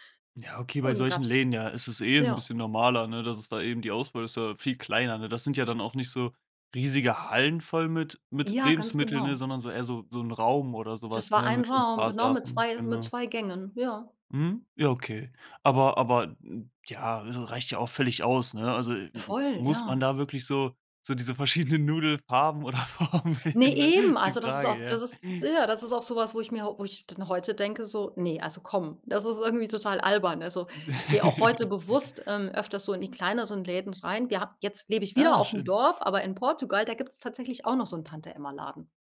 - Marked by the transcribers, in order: laughing while speaking: "oder Formen ne?"; unintelligible speech; giggle
- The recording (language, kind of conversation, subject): German, podcast, Wie sehr durftest du als Kind selbst entscheiden?